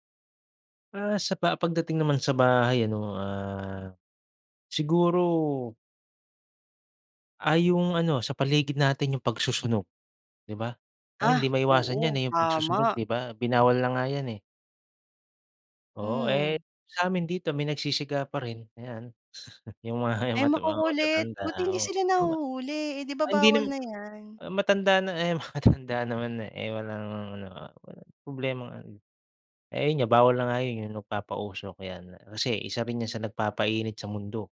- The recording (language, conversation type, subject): Filipino, podcast, Ano ang mga simpleng bagay na puwedeng gawin ng pamilya para makatulong sa kalikasan?
- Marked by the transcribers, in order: chuckle; laughing while speaking: "Yung ma yung mga mat yung mga matatanda, oo"; tapping; laughing while speaking: "matanda na eh, eh matatanda naman, eh"